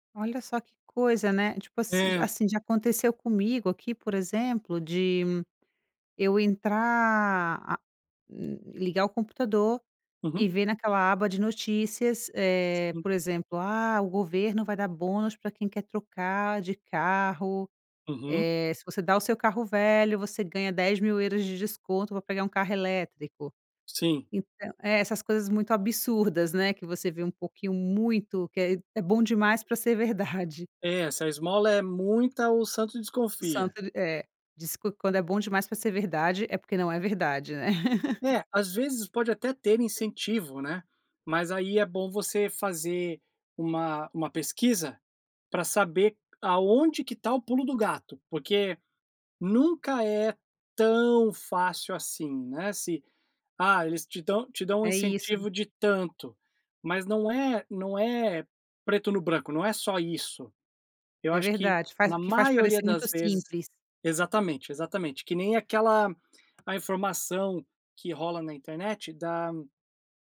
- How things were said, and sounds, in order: laugh
- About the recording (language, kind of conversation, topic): Portuguese, podcast, Como você encontra informações confiáveis na internet?